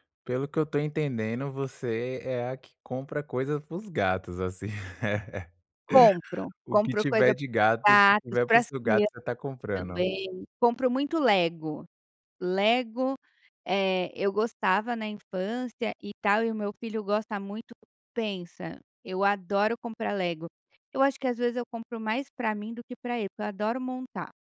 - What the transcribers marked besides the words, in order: laugh; tapping
- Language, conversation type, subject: Portuguese, advice, Como posso diferenciar necessidades de desejos e controlar meus gastos quando minha renda aumenta?